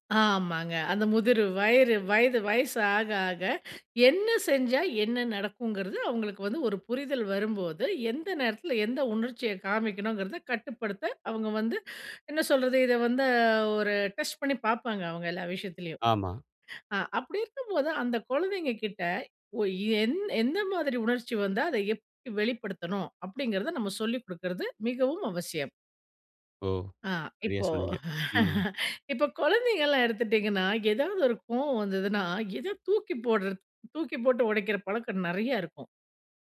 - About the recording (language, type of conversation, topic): Tamil, podcast, குழந்தைகளுக்கு உணர்ச்சிகளைப் பற்றி எப்படி விளக்குவீர்கள்?
- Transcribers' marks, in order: inhale; in English: "டெஸ்ட்"; laughing while speaking: "இப்போ இப்போ குழந்தைகள்லாம் எடுத்துட்டீங்கன்னா"; other background noise